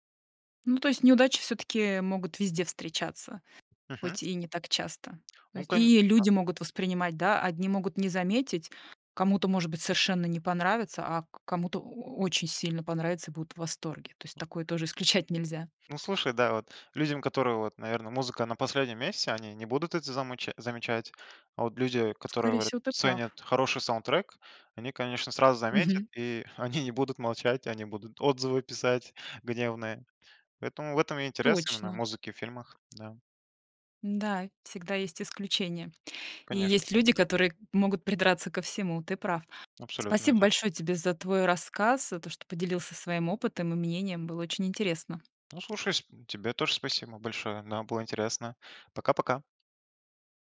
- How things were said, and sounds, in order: tapping; other noise; laughing while speaking: "исключать"; other background noise; laughing while speaking: "они"
- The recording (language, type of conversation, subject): Russian, podcast, Как хороший саундтрек помогает рассказу в фильме?